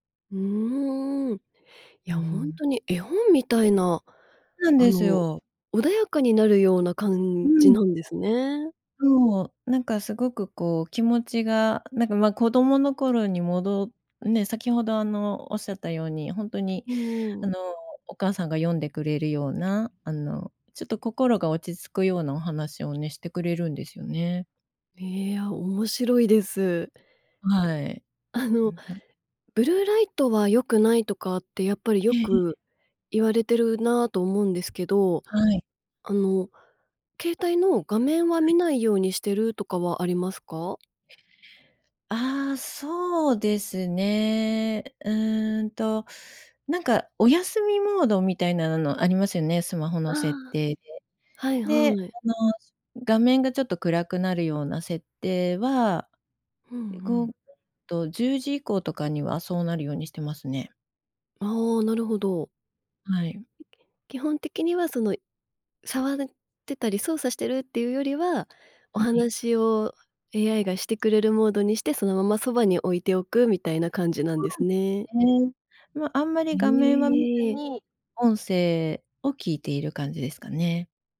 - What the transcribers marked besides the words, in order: unintelligible speech; other noise
- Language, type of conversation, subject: Japanese, podcast, 快適に眠るために普段どんなことをしていますか？